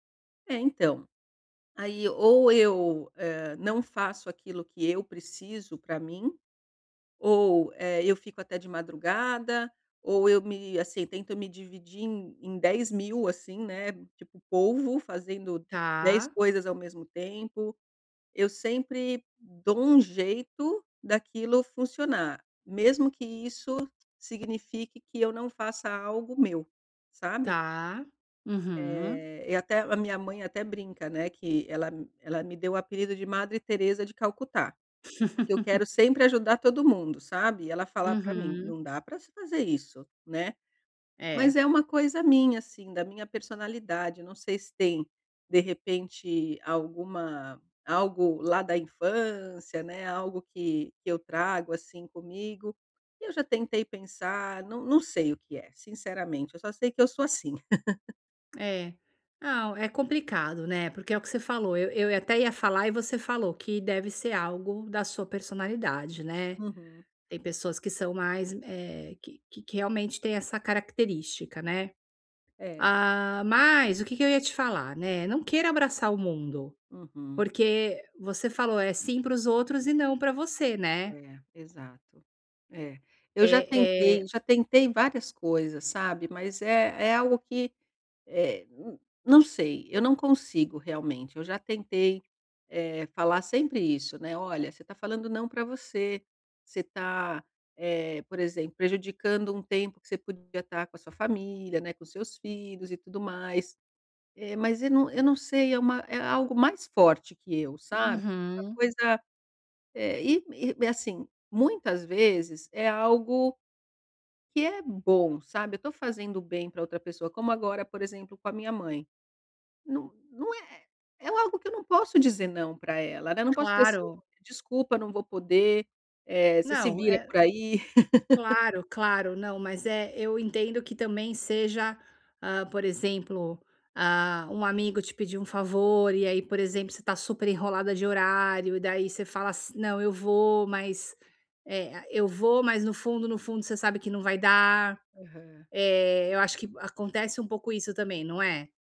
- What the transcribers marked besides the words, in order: tapping; laugh; laugh; laugh
- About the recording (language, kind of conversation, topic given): Portuguese, advice, Como posso definir limites claros sobre a minha disponibilidade?